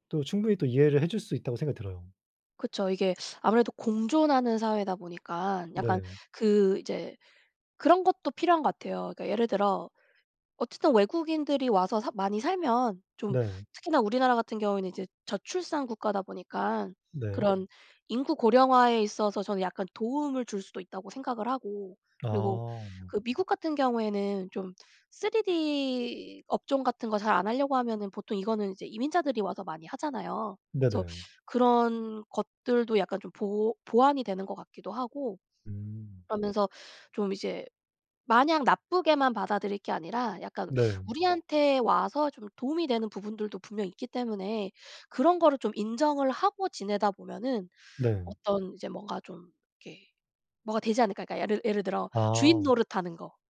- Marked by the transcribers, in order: other background noise
- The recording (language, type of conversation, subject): Korean, unstructured, 다양한 문화가 공존하는 사회에서 가장 큰 도전은 무엇일까요?